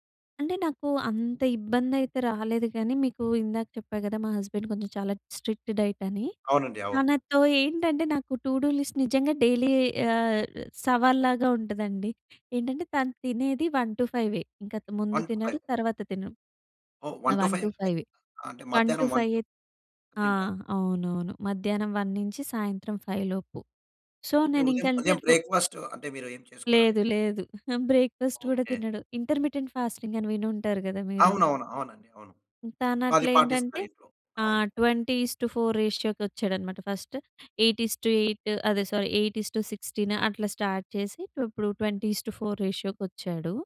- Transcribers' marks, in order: in English: "హస్బెండ్"; in English: "స్ట్రిక్ట్ డైట్"; in English: "టూ డూ లిస్ట్"; in English: "డైలీ"; in English: "వన్ టు ఫైవే"; in English: "వన్, ఫైవ్"; in English: "వన్ టూ ఫైవే"; in English: "వన్ టూ ఫైవే వన్ టూ ఫైవ్"; in English: "వన్‌కి"; in English: "వన్"; in English: "ఫైవ్"; in English: "సో"; in English: "బ్రే‌క్‌ఫాస్ట్"; in English: "బ్రేక్‌ఫాస్ట్"; in English: "ఇంటర్మిటెంట్ ఫాస్టింగ్"; in English: "ట్వెంటీ ఇస్ టు ఫోర్ రేషియోకి"; in English: "ఫస్ట్. ఎయిట్ ఇస్ టు ఎయిట్"; in English: "సారీ. ఎయిట్ ఇస్ టు సిక్స్టీన్"; in English: "స్టార్ట్"; in English: "ట్వెంటీ ఇస్ టు ఫోర్ రేషియోకి"
- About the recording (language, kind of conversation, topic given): Telugu, podcast, నీ చేయాల్సిన పనుల జాబితాను నీవు ఎలా నిర్వహిస్తావు?